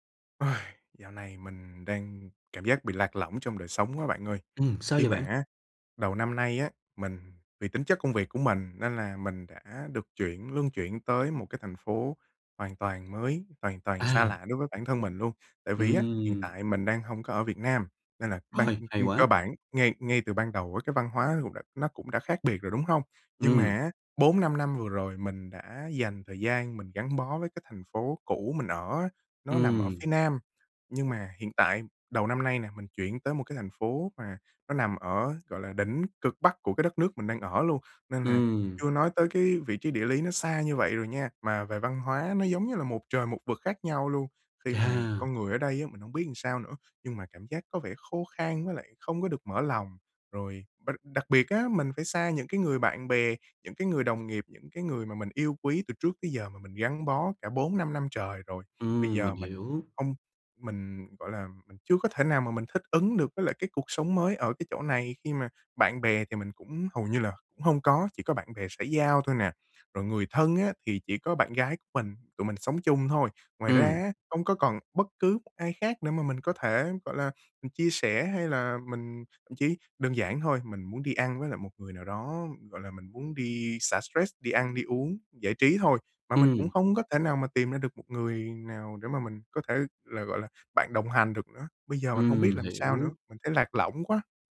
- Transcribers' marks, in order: tapping; "Rồi" said as "hòi"; other background noise
- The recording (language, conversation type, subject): Vietnamese, advice, Bạn đang cảm thấy cô đơn và thiếu bạn bè sau khi chuyển đến một thành phố mới phải không?